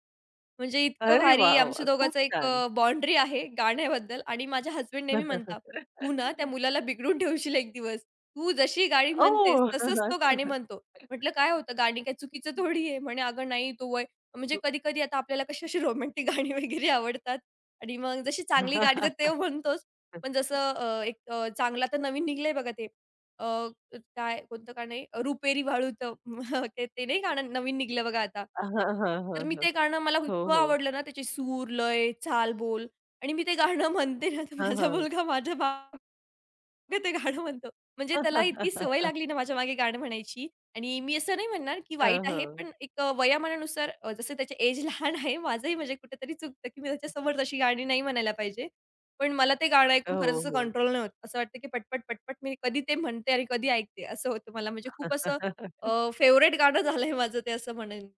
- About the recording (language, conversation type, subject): Marathi, podcast, तुमच्या संस्कृतीतील गाणी पिढ्यान्पिढ्या कशा पद्धतीने पुढे जातात?
- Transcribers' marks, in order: laughing while speaking: "गाण्याबद्दल"; chuckle; laughing while speaking: "ठेवशील एक दिवस"; laughing while speaking: "ओह!"; chuckle; other noise; laughing while speaking: "थोडी आहे"; laughing while speaking: "रोमॅन्टिक गाणी वगैरे आवडतात"; chuckle; laughing while speaking: "तर ते म्हणतोच"; "निघालंय" said as "निघलं"; chuckle; "निघालं" said as "निघलं"; other background noise; laughing while speaking: "मी ते गाणं म्हणते ना … ते गाणं म्हणतो"; chuckle; laughing while speaking: "एज लहान आहे, माझंही म्हणजे कुठेतरी चुकतं की"; in English: "एज"; tapping; chuckle; laughing while speaking: "फेव्हरेट गाणं झालंय माझं ते असं म्हणेन"; in English: "फेव्हरेट"